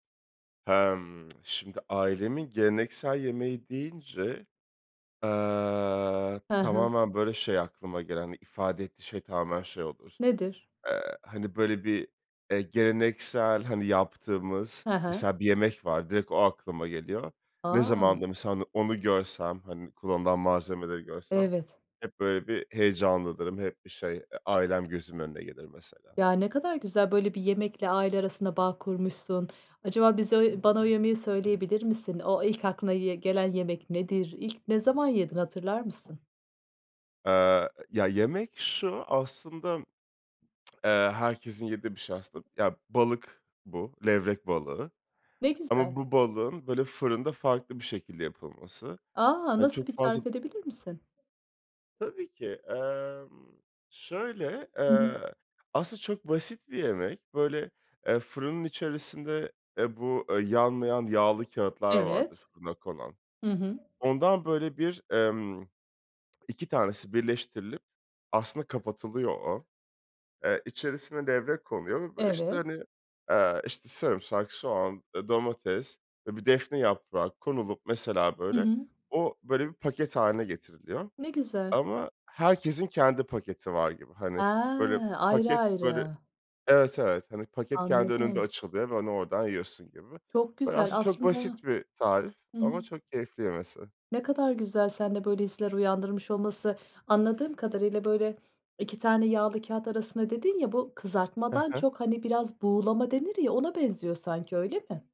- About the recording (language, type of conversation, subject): Turkish, podcast, Ailenin geleneksel yemeği senin için ne ifade eder?
- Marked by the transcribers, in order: tsk; tapping; other noise; lip smack; other background noise